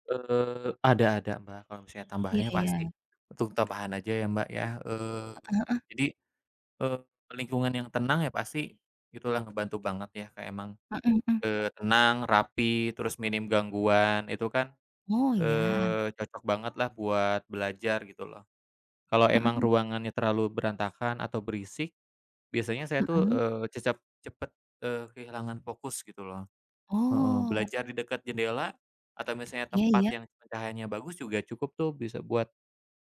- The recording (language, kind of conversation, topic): Indonesian, unstructured, Bagaimana cara kamu mengatasi rasa malas saat belajar?
- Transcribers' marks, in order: tapping